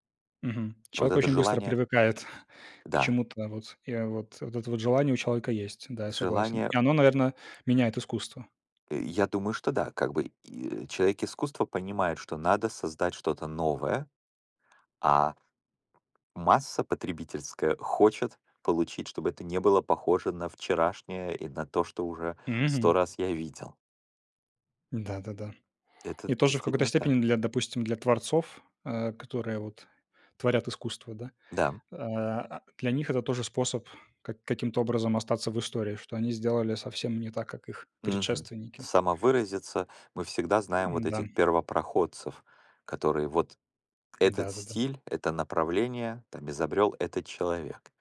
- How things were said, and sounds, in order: chuckle
- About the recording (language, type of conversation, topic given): Russian, unstructured, Какую роль играет искусство в нашей жизни?